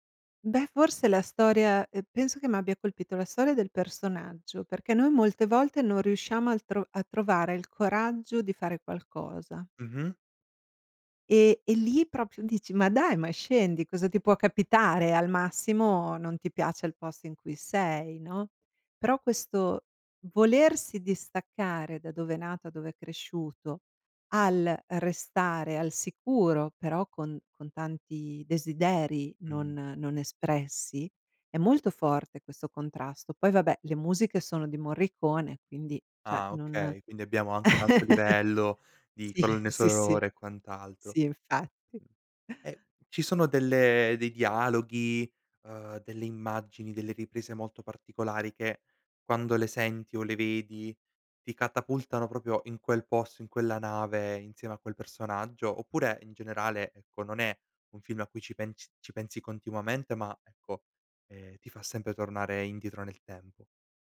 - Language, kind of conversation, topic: Italian, podcast, Quale film ti fa tornare subito indietro nel tempo?
- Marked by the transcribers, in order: "cioè" said as "ceh"; chuckle; other background noise; laughing while speaking: "infatti"; chuckle